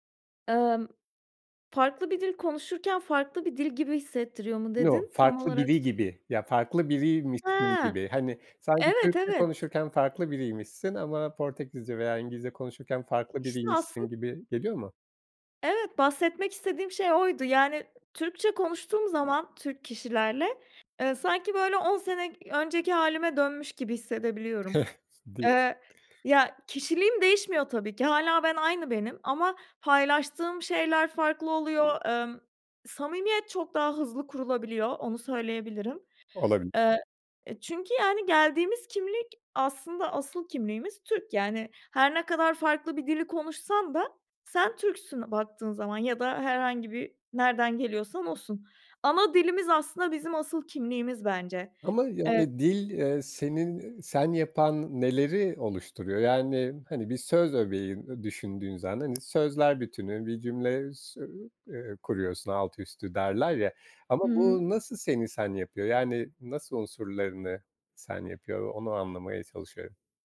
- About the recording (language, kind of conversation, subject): Turkish, podcast, Dil, kimlik oluşumunda ne kadar rol oynar?
- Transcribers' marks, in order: in English: "No"; other background noise; chuckle; unintelligible speech; tapping